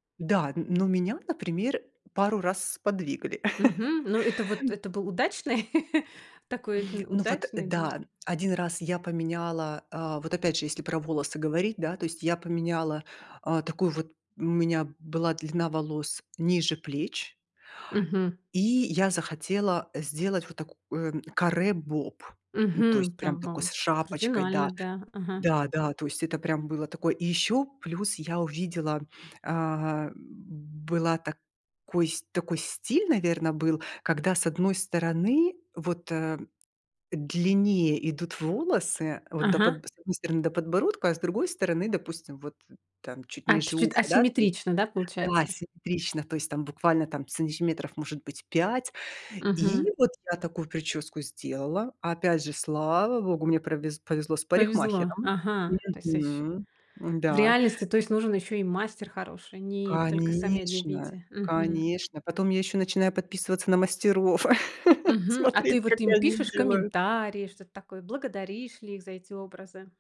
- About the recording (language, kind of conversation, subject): Russian, podcast, Как визуальные стандарты в соцсетях влияют на представление о красоте?
- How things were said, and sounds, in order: chuckle; tapping; chuckle; other background noise; drawn out: "слава"; chuckle; joyful: "смотреть, как они делают"